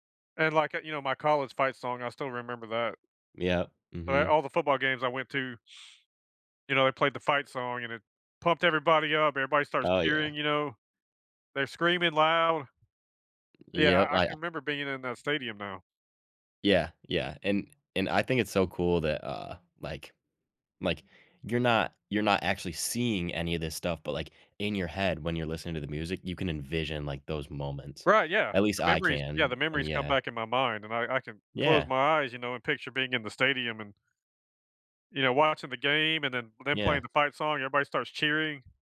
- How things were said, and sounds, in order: other background noise
- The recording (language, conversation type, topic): English, unstructured, How does music connect to your memories and emotions?